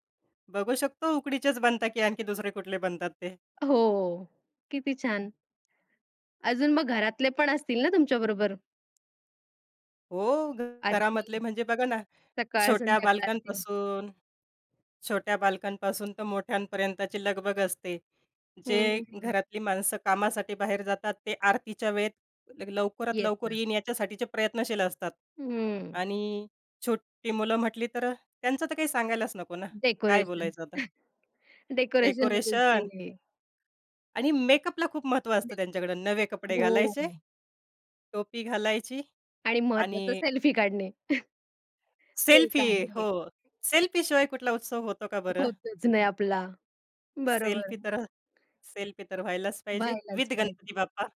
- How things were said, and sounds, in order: tapping; chuckle; chuckle; stressed: "सेल्फी"
- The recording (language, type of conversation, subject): Marathi, podcast, तुम्ही कोणत्या ठिकाणी स्थानिक सणात सहभागी झालात आणि तिथला अनुभव कसा होता?